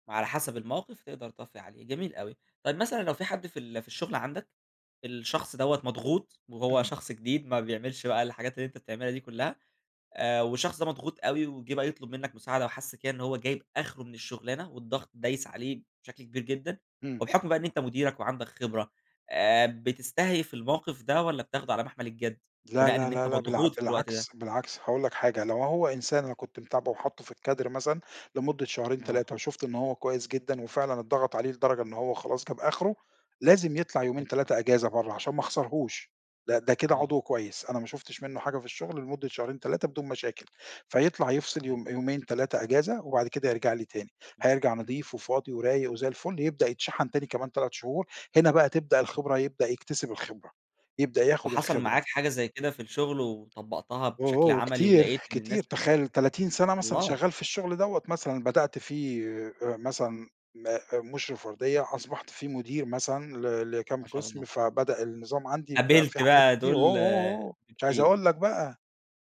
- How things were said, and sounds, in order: other noise; tapping
- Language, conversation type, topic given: Arabic, podcast, إزاي بتتعامل مع ضغط الشغل اليومي؟